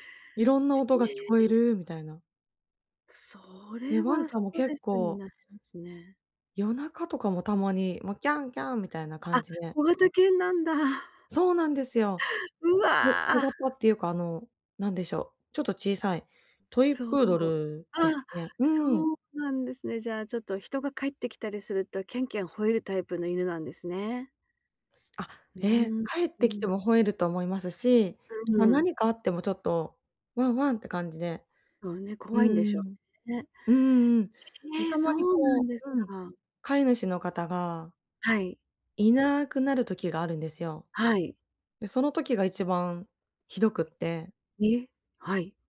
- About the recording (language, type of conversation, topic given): Japanese, advice, 近所の騒音や住環境の変化に、どうすればうまく慣れられますか？
- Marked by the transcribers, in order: other noise; tapping